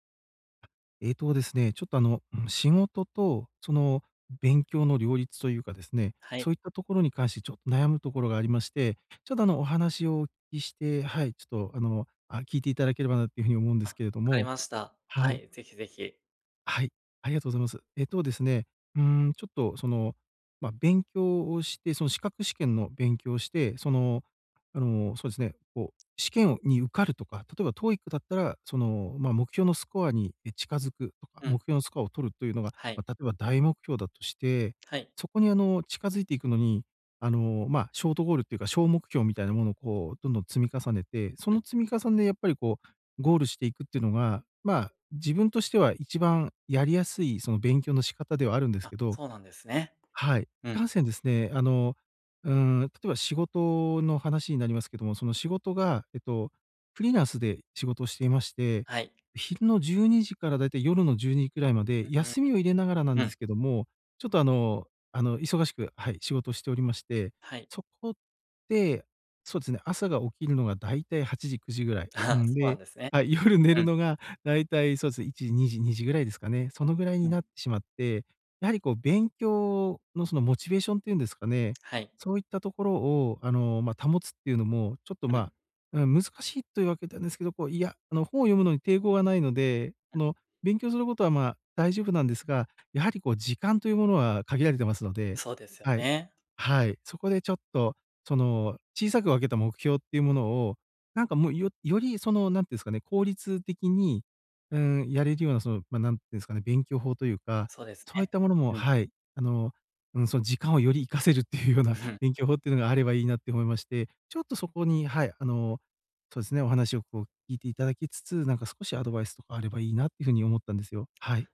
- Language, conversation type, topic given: Japanese, advice, 大きな目標を具体的な小さな行動に分解するにはどうすればよいですか？
- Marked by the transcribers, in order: other background noise; in English: "ショートゴール"; laughing while speaking: "ああ"; in English: "モチベーション"; laughing while speaking: "言うような"; chuckle